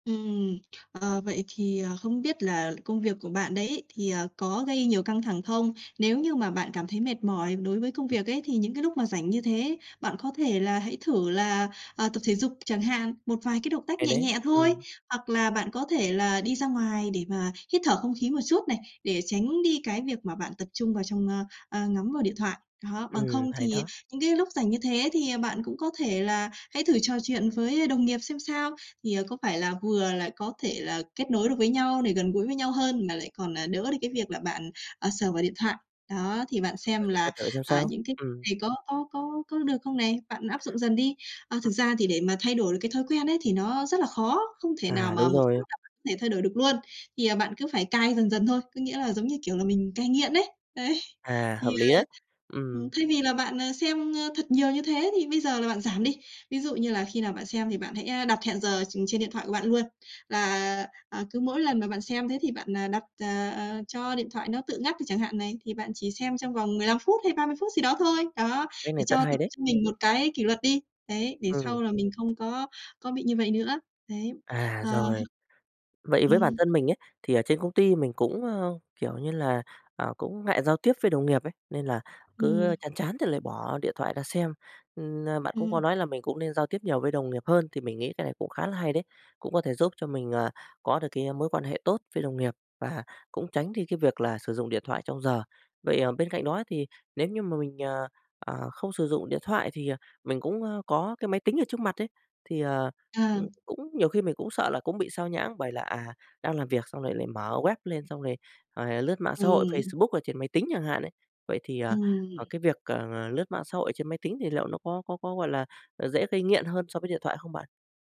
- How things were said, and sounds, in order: other background noise; laughing while speaking: "ấy"; laughing while speaking: "ờ"; tapping
- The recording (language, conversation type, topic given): Vietnamese, advice, Bạn thường bị mạng xã hội làm xao nhãng như thế nào khi cần tập trung?